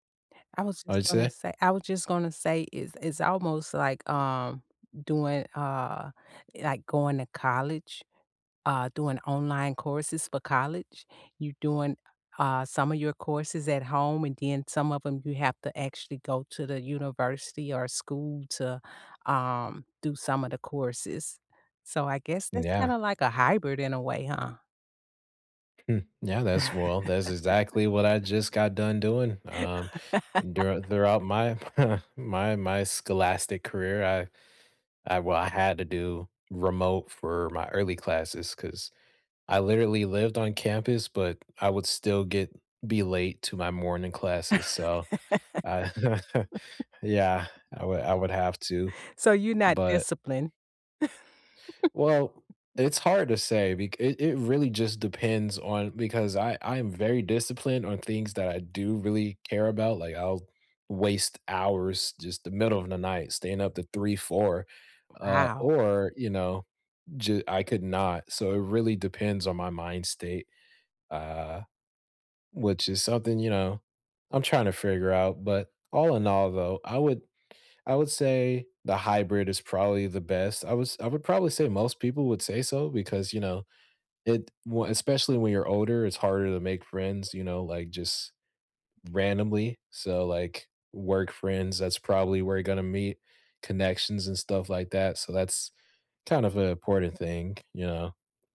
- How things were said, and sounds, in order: laugh; chuckle; laugh; chuckle; laugh
- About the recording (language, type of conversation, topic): English, unstructured, What do you think about remote work becoming so common?